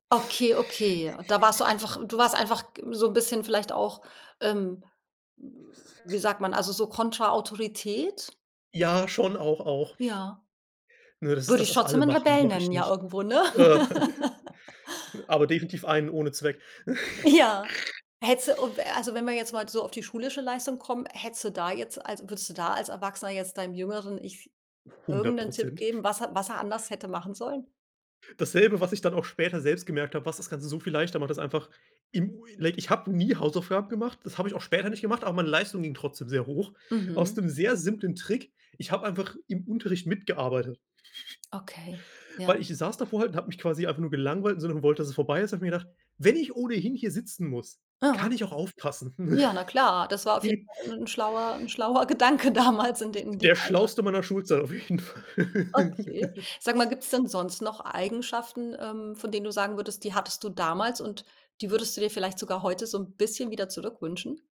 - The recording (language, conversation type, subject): German, podcast, Was würdest du deinem jüngeren Schul-Ich raten?
- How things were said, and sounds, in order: giggle; laugh; chuckle; giggle; in English: "like"; chuckle; chuckle; laughing while speaking: "schlauer Gedanke damals"; laughing while speaking: "auf jeden Fall"; laugh